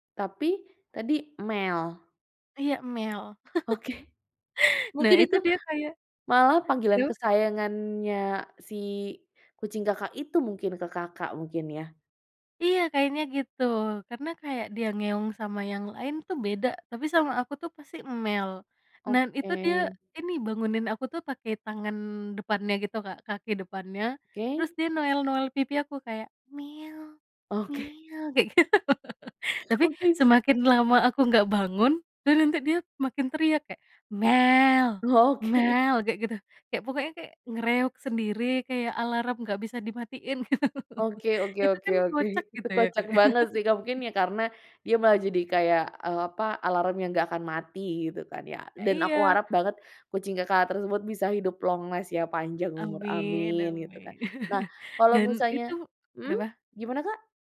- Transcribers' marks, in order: tapping; chuckle; laughing while speaking: "Oke"; put-on voice: "mel-mel"; laughing while speaking: "gitu"; chuckle; put-on voice: "mel! mel!"; laughing while speaking: "gitu"; laughing while speaking: "ya"; chuckle; in English: "long last"; chuckle
- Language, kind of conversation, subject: Indonesian, podcast, Bagaimana kebiasaan ngobrol kalian saat makan malam di rumah?